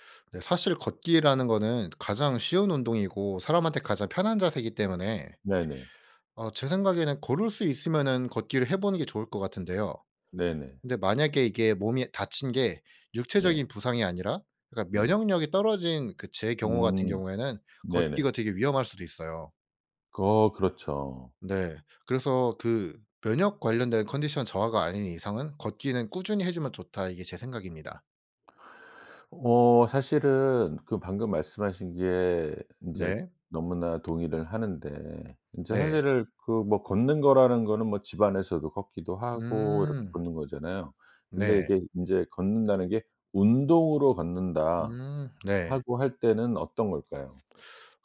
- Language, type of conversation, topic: Korean, podcast, 회복 중 운동은 어떤 식으로 시작하는 게 좋을까요?
- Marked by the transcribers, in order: tapping; other background noise